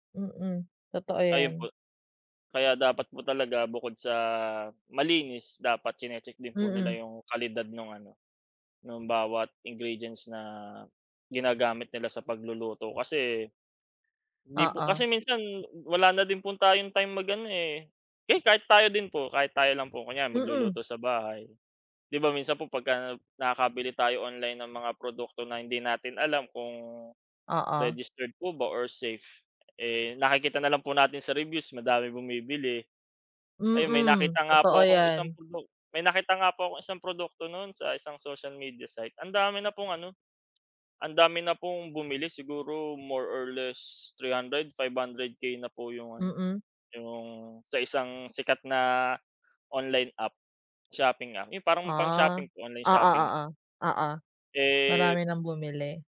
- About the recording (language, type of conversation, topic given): Filipino, unstructured, Ano ang palagay mo sa mga taong hindi pinapahalagahan ang kalinisan ng pagkain?
- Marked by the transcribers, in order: none